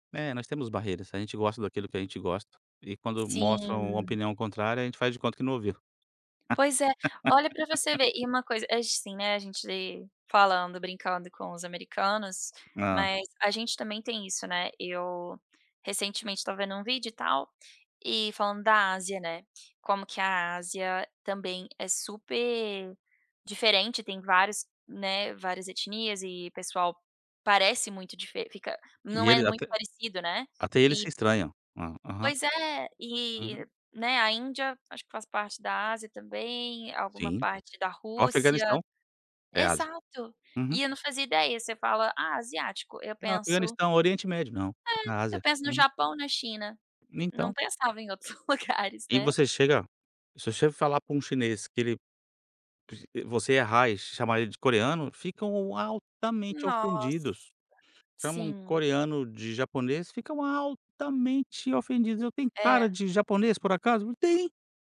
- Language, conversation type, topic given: Portuguese, podcast, Como você explica seu estilo para quem não conhece sua cultura?
- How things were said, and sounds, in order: tapping; laugh; chuckle